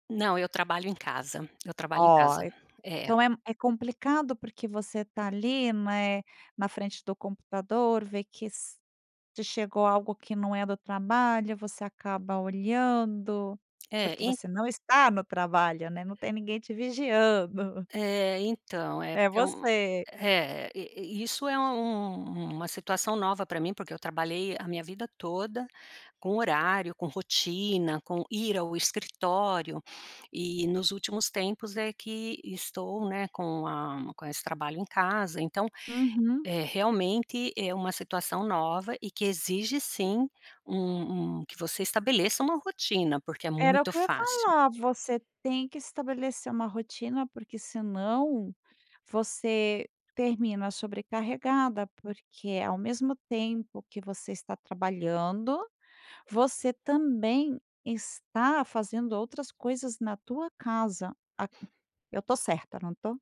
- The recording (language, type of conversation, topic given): Portuguese, podcast, Como você percebe que está sobrecarregado de informação?
- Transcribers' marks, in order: tapping